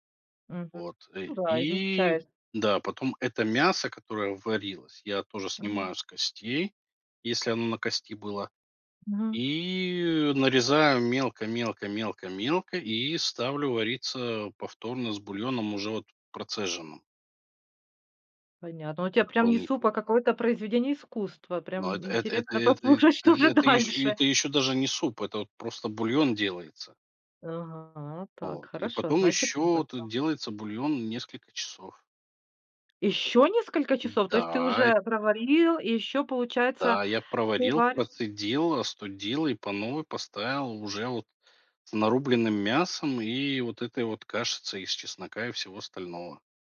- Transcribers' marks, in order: drawn out: "И"; laughing while speaking: "послушать, что же дальше"; tapping; surprised: "Ещё несколько часов?"; stressed: "Ещё"
- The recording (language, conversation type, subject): Russian, podcast, Что самое важное нужно учитывать при приготовлении супов?